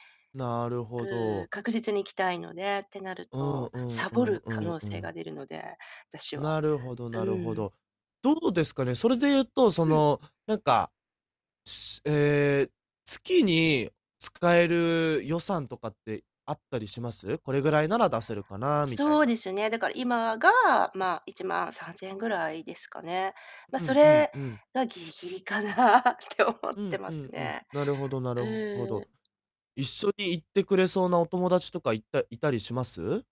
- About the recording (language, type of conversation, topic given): Japanese, advice, 運動不足を無理なく解消するにはどうすればよいですか？
- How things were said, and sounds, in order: tapping; laughing while speaking: "かなって思ってますね"; distorted speech